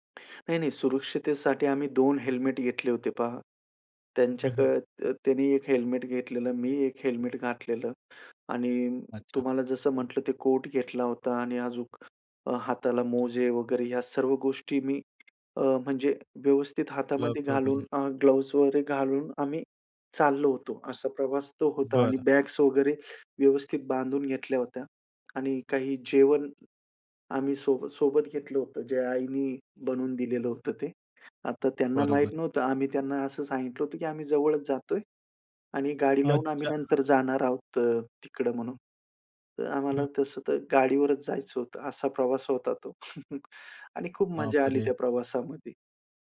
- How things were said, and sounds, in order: other background noise; tapping; in English: "ग्लोव्हज"; other noise; chuckle
- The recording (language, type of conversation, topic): Marathi, podcast, एकट्याने प्रवास करताना सुरक्षित वाटण्यासाठी तू काय करतोस?